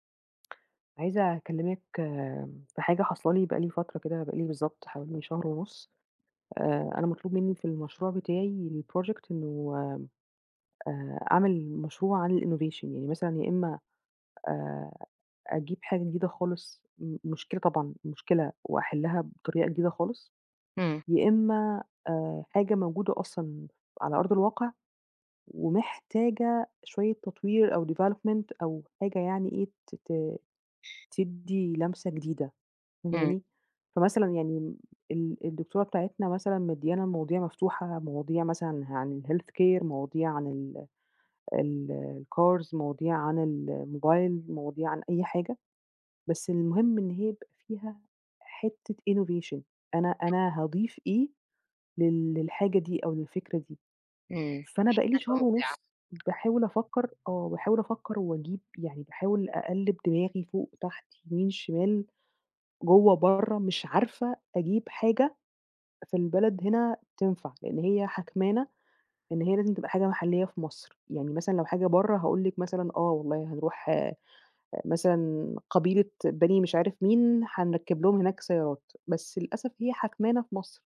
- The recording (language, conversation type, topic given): Arabic, advice, إزاي بتوصف إحساسك بالبلوك الإبداعي وإن مفيش أفكار جديدة؟
- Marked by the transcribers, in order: tapping; in English: "الproject"; in English: "الinnovation"; in English: "development"; in English: "الhealthcare"; in English: "الcars"; in English: "innovation"; other background noise